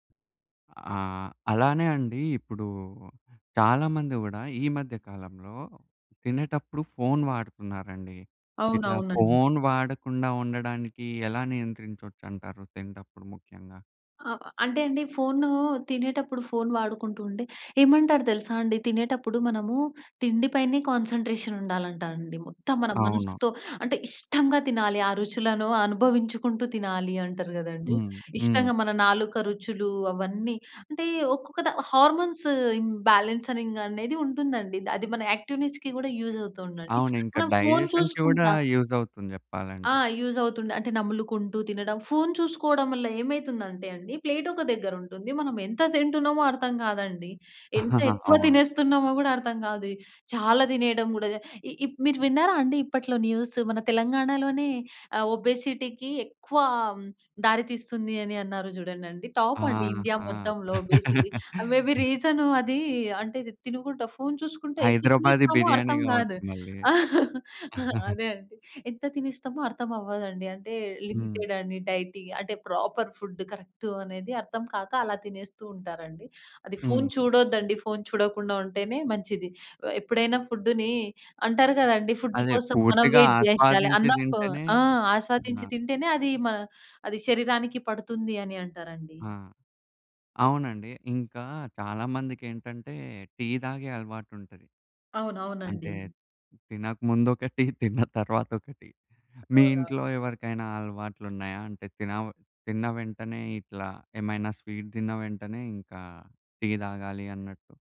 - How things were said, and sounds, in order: in English: "హార్మోన్స్ ఇంబాలెన్స్‌నింగ్"; in English: "యాక్టివ్నెస్‌కి"; in English: "డైజెషన్‌కి"; chuckle; in English: "న్యూస్"; in English: "ఒబెసిటీకి"; in English: "ఇండియా"; laugh; in English: "ఒబెసిటీ. మే బీ"; in English: "ఫోన్"; in English: "బిర్యానీ"; chuckle; in English: "డైటింగ్"; in English: "ప్రాపర్ ఫుడ్"; in English: "ఫుడ్‌ని"; in English: "ఫుడ్"; in English: "వెయిట్"; other background noise; in English: "స్వీట్"
- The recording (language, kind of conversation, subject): Telugu, podcast, మీ ఇంట్లో భోజనం ముందు చేసే చిన్న ఆచారాలు ఏవైనా ఉన్నాయా?